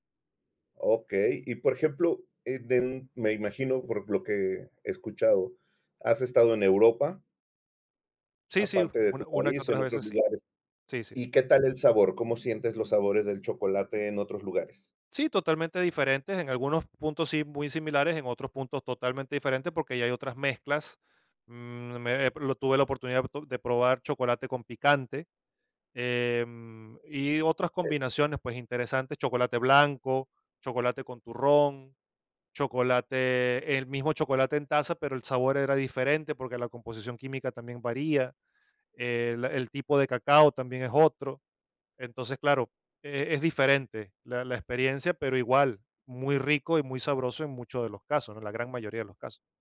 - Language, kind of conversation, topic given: Spanish, podcast, ¿Qué sabores te transportan a tu infancia?
- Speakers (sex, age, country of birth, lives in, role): male, 50-54, Venezuela, Poland, guest; male, 55-59, Mexico, Mexico, host
- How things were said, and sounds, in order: tapping